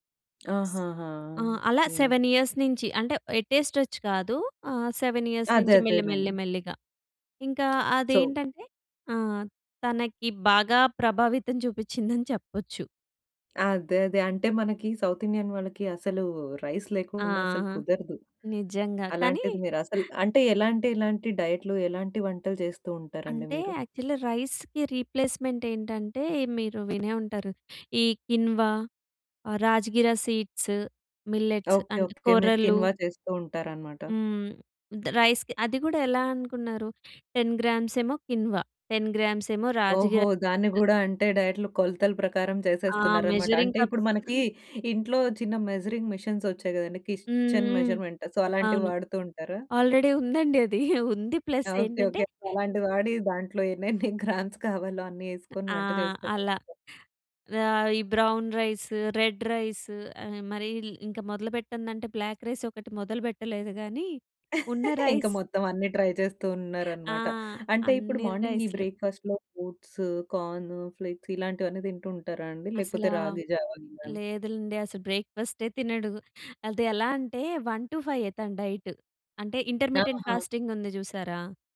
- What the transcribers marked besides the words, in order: tapping; in English: "ఎట్ ఎ స్ట్రెచ్"; in English: "సెవెన్ ఇయర్స్"; other noise; in English: "సో"; giggle; in English: "సౌత్ ఇండియన్"; in English: "రైస్"; in English: "యాక్చలీ రైస్‌కి రీప్లేస్‌మెంట్"; in English: "కిన్వా"; in English: "రాజ్‌గిరా సీడ్స్, మిల్లెట్స్"; in English: "కిన్వా"; in English: "టెన్ గ్రామ్స్"; in English: "కిన్వా, టెన్ గ్రామ్స్"; in English: "మెజరింగ్ కప్స్"; in English: "మెజరింగ్ మిషన్స్"; in English: "మెజర్‌మెంట్. సో"; in English: "ఆల్రెడీ"; chuckle; in English: "ప్లస్"; chuckle; in English: "గ్రామ్స్"; unintelligible speech; in English: "బ్రౌన్ రైస్, రెడ్ రైస్"; "మరీ" said as "మరీల్"; in English: "బ్లాక్ రైస్"; chuckle; in English: "రైస్"; in English: "ట్రై"; in English: "మార్నింగ్"; in English: "బ్రేక్‌ఫాస్ట్‌లో ఫ్రూట్స్"; in English: "ఫ్లేక్స్"; in English: "వన్ టు"; in English: "డైట్"; in English: "ఇంటర్‌మిటెంట్ ఫాస్టింగ్"
- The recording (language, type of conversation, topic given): Telugu, podcast, డైట్ పరిమితులు ఉన్నవారికి రుచిగా, ఆరోగ్యంగా అనిపించేలా వంటలు ఎలా తయారు చేస్తారు?